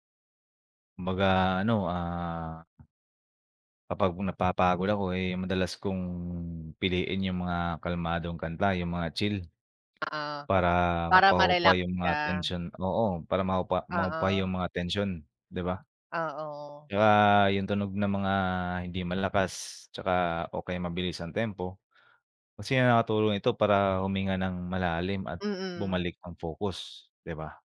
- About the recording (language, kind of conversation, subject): Filipino, unstructured, Paano nakaaapekto ang musika sa iyong araw-araw na buhay?
- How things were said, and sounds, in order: other background noise